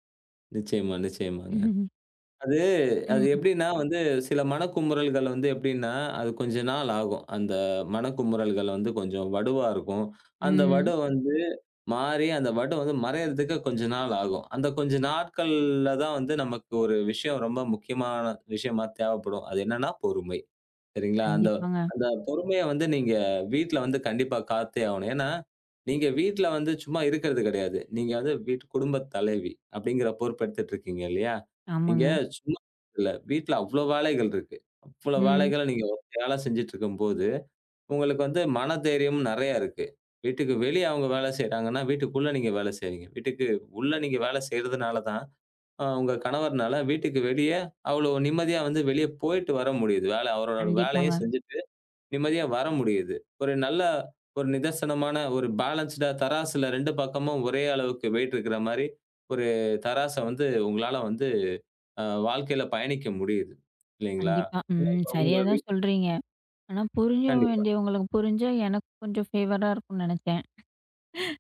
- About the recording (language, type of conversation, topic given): Tamil, podcast, வேலை இடத்தில் நீங்கள் பெற்ற பாத்திரம், வீட்டில் நீங்கள் நடந்துகொள்ளும் விதத்தை எப்படி மாற்றுகிறது?
- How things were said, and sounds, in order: chuckle; in English: "பேலன்ஸ்டா"; unintelligible speech; in English: "ஃபேவரா"; laugh